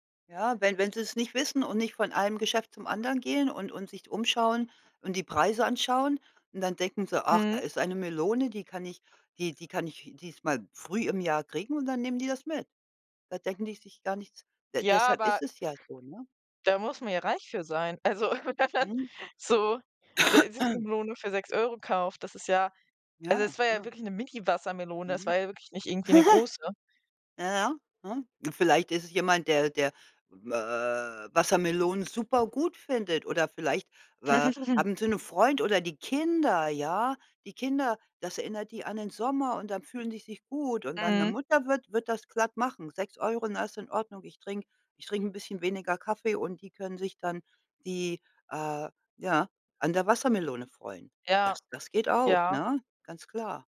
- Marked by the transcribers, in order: other background noise; chuckle; throat clearing; chuckle; chuckle
- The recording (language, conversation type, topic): German, unstructured, Wie kann Essen Erinnerungen wachrufen?